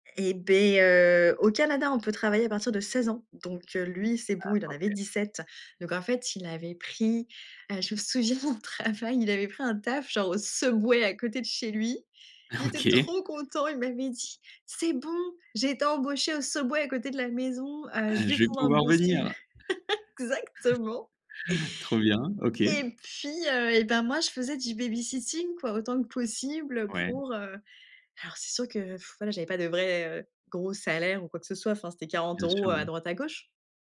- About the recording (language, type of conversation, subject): French, podcast, Quel choix a défini la personne que tu es aujourd’hui ?
- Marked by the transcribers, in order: laughing while speaking: "au travail"; laughing while speaking: "OK"; chuckle; chuckle; blowing